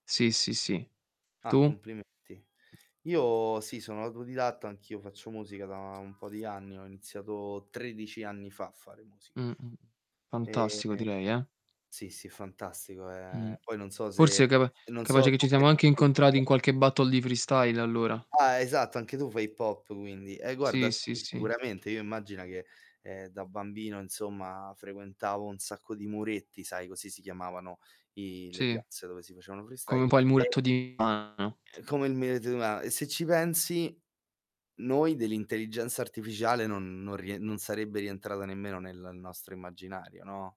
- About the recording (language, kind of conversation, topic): Italian, unstructured, Come vedi l’uso dell’intelligenza artificiale nella vita di tutti i giorni?
- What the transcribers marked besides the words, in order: static; distorted speech; alarm; tapping; horn; in English: "Battle"; other background noise; "muretto" said as "mireto"; "Milano" said as "Mlà"